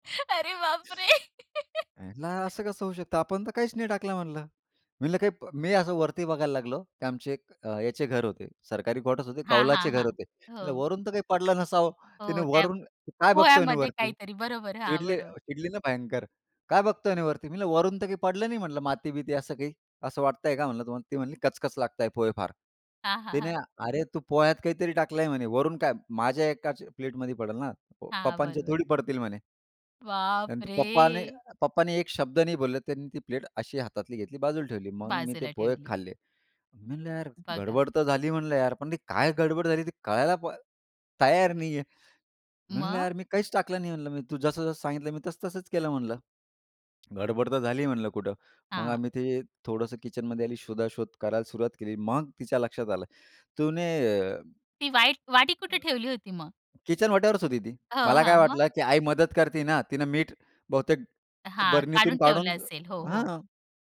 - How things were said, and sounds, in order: laughing while speaking: "अरे बाप रे!"; unintelligible speech; chuckle; tapping; other background noise; surprised: "बापरे!"
- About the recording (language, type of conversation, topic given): Marathi, podcast, नवीन स्वयंपाककला शिकायला तुम्ही कशी सुरुवात केली?